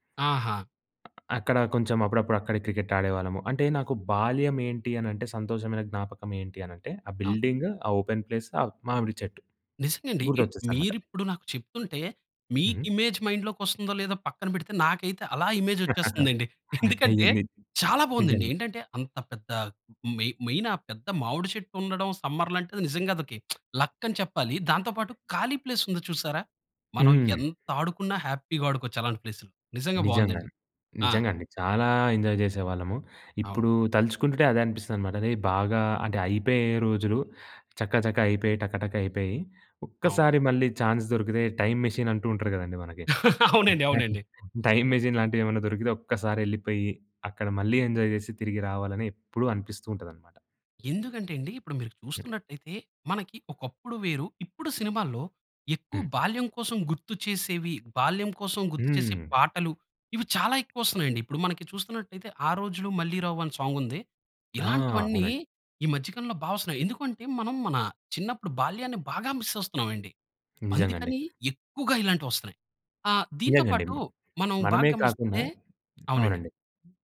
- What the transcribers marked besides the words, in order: other background noise; in English: "బిల్డింగ్"; in English: "ఓపెన్ ప్లేస్"; tapping; in English: "ఇమేజ్ మైండ్‌లోకి"; in English: "ఇమేజ్"; laugh; chuckle; in English: "మెయిన్, మెయిన్"; in English: "సమ్మర్‌లో"; lip smack; in English: "లక్"; in English: "ప్లేస్"; in English: "హ్యాపీగా"; in English: "ప్లేస్‌లో"; in English: "ఎంజాయ్"; in English: "ఛాన్స్"; in English: "టైమ్ మెషిన్"; in English: "టైమ్ మెషిన్"; laughing while speaking: "అవునండి, అవునండి"; in English: "ఎంజాయ్"; other noise; in English: "సాంగ్"; in English: "మిస్"
- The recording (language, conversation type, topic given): Telugu, podcast, మీ బాల్యంలో మీకు అత్యంత సంతోషాన్ని ఇచ్చిన జ్ఞాపకం ఏది?